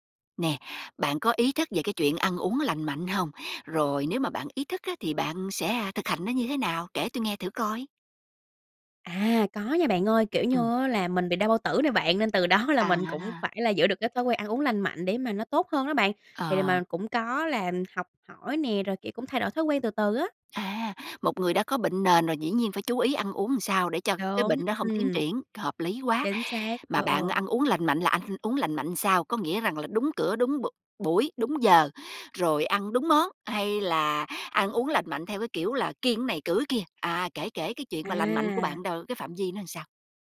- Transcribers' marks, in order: tapping
- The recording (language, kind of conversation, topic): Vietnamese, podcast, Bạn giữ thói quen ăn uống lành mạnh bằng cách nào?